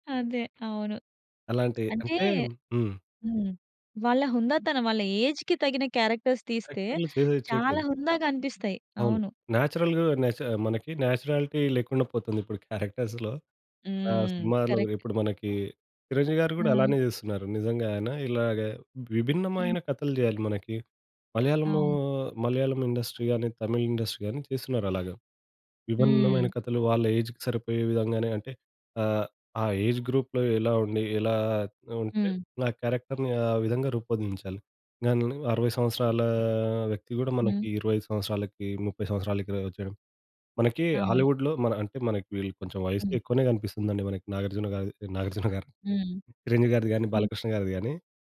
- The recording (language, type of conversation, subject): Telugu, podcast, ట్రైలర్‌లో స్పాయిలర్లు లేకుండా సినిమాకథను ఎంతవరకు చూపించడం సరైనదని మీరు భావిస్తారు?
- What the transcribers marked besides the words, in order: tapping; in English: "ఏజ్‌కి"; in English: "క్యారెక్టర్స్"; in English: "నేచురల్‌గ"; in English: "నేచురాలిటీ"; in English: "క్యారెక్టర్స్‌లో"; in English: "కరెక్ట్"; in English: "ఇండస్ట్రీ"; in English: "ఇండస్ట్రీ"; in English: "ఏజ్‌కి"; in English: "ఏజ్ గ్రూప్‌లో"; in English: "క్యారెక్టర్‌ని"